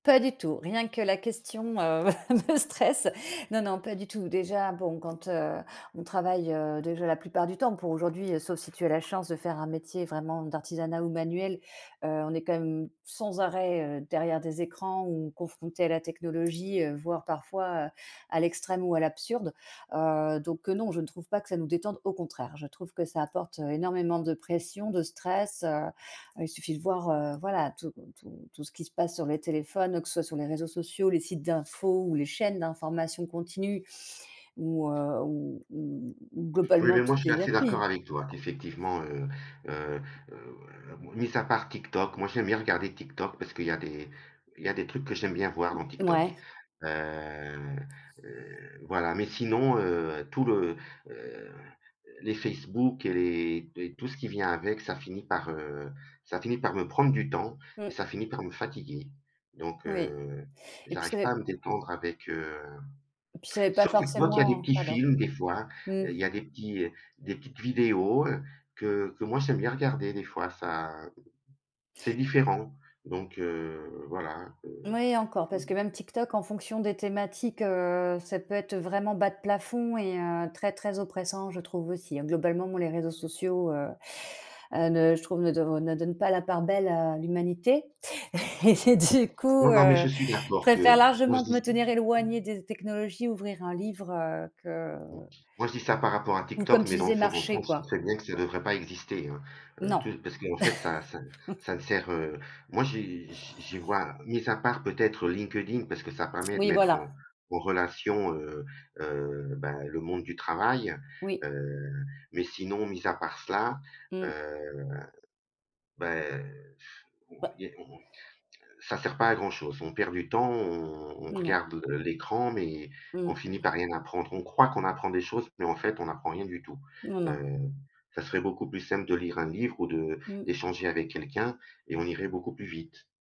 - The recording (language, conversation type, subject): French, unstructured, Comment préfères-tu te détendre après une journée stressante ?
- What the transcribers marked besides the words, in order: laughing while speaking: "heu, me stresse"; other background noise; tapping; unintelligible speech; laughing while speaking: "et-et du coup, heu"; chuckle; chuckle; blowing